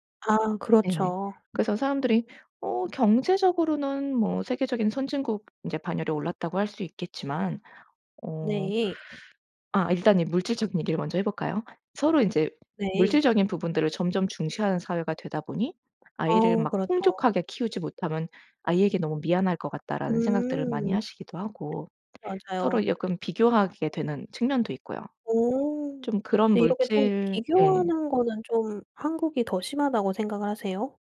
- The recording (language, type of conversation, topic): Korean, podcast, 아이를 가질지 말지 고민할 때 어떤 요인이 가장 결정적이라고 생각하시나요?
- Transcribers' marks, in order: other background noise; tapping